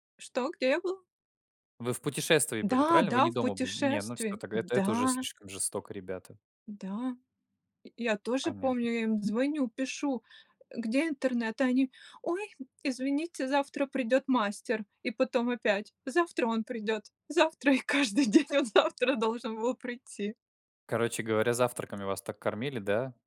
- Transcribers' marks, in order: trusting: "Да"; trusting: "Да"; other background noise; put-on voice: "Ой, извините"; put-on voice: "Завтра он придёт, завтра"; laughing while speaking: "И каждый день он завтра"; tapping
- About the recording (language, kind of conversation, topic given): Russian, unstructured, Что вас больше всего разочаровывало в поездках?